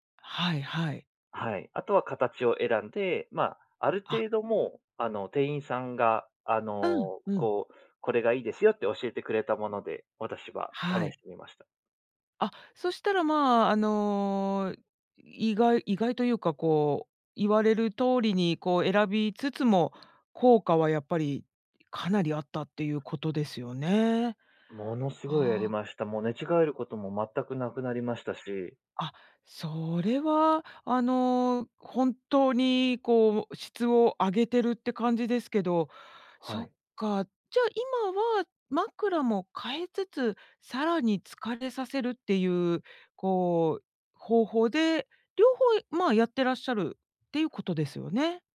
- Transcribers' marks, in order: tapping
- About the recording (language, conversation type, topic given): Japanese, podcast, 睡眠の質を上げるために、普段どんな工夫をしていますか？